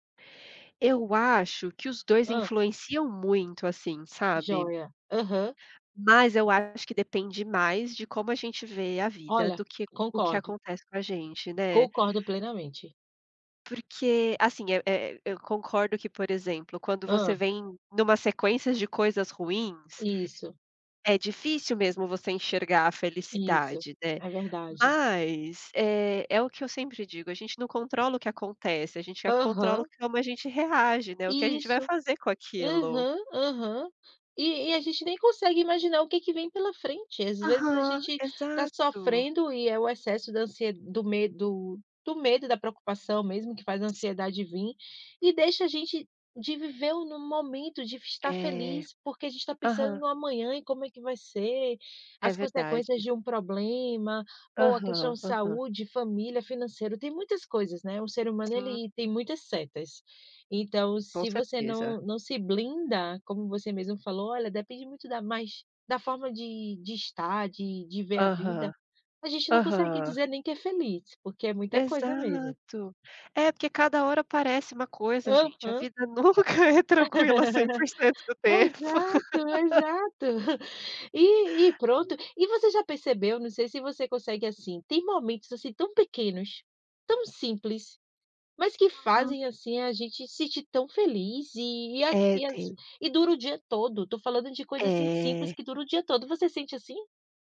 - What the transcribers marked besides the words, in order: laughing while speaking: "nunca é tranquila, cem por cento do tempo"; laugh; laugh
- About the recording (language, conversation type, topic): Portuguese, unstructured, O que te faz sentir verdadeiramente feliz no dia a dia?
- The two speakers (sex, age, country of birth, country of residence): female, 30-34, Brazil, Sweden; female, 35-39, Brazil, Portugal